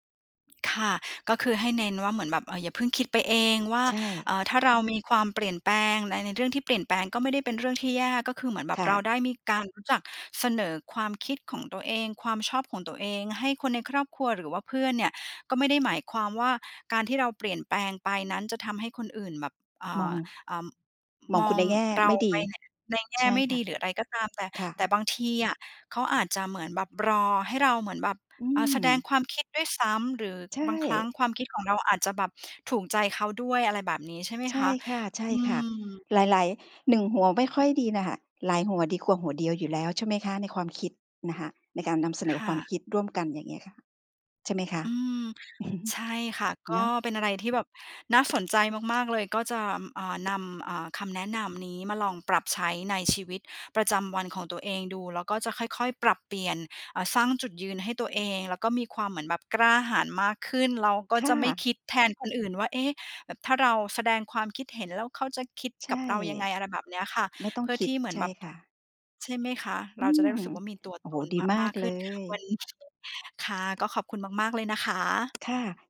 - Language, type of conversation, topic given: Thai, advice, ทำไมฉันถึงมักยอมคนอื่นเพื่อให้เขาพอใจ ทั้งที่ขัดใจตัวเองอยู่เสมอ?
- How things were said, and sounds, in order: chuckle; other background noise